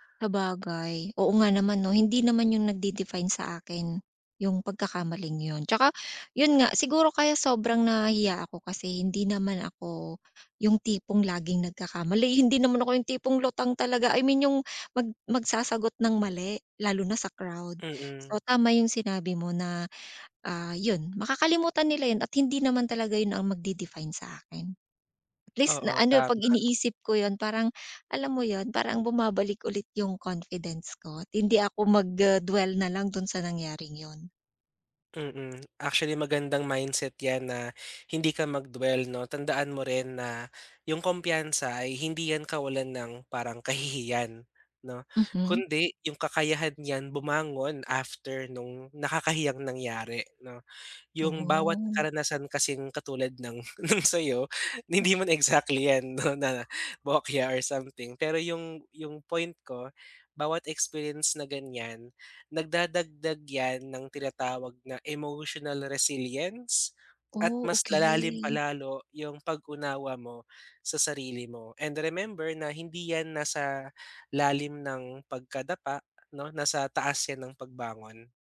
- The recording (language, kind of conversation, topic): Filipino, advice, Paano ako makakabawi sa kumpiyansa sa sarili pagkatapos mapahiya?
- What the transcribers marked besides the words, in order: other background noise; tapping; laughing while speaking: "sa'yo, hindi man exactly 'yan 'no, na bokya"